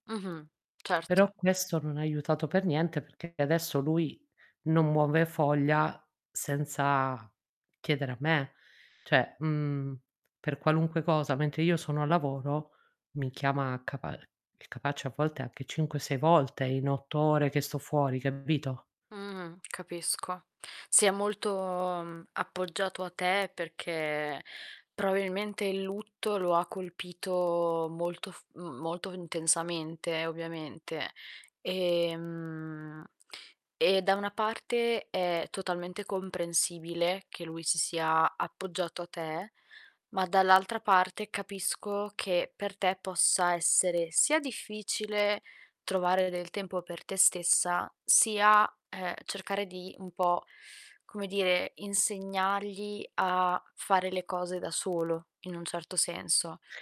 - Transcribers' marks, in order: static; distorted speech; "Cioè" said as "ceh"; "probabilmente" said as "proailmente"
- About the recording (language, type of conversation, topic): Italian, advice, Come vivi il conflitto tra i doveri familiari e il desiderio di realizzazione personale?